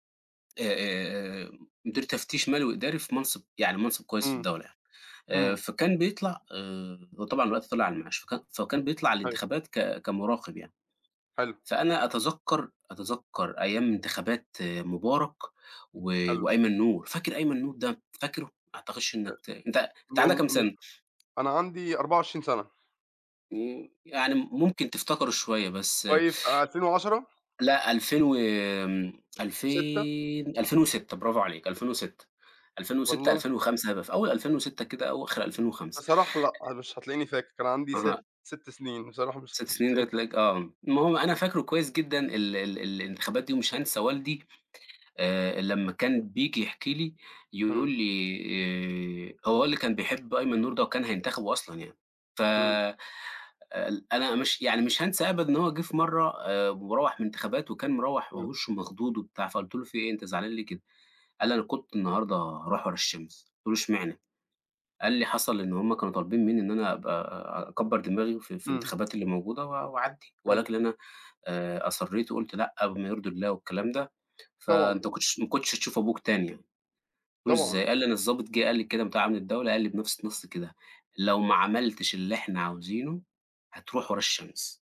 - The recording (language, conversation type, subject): Arabic, unstructured, هل إنت شايف إن الانتخابات نزيهة في بلدنا؟
- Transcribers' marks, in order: other background noise; tapping; unintelligible speech